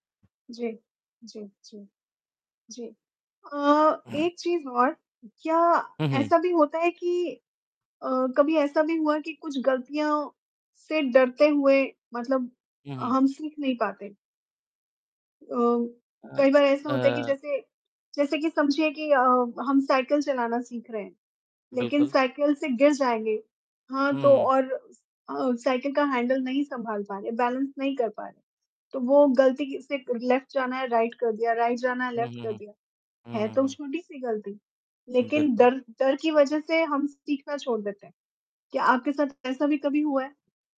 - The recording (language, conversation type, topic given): Hindi, unstructured, क्या आपको लगता है कि गलतियों से सीखना ज़रूरी है?
- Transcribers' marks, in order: throat clearing; in English: "बैलेंस"; in English: "लेफ्ट"; in English: "राइट"; in English: "राइट"; in English: "लेफ्ट"; distorted speech; static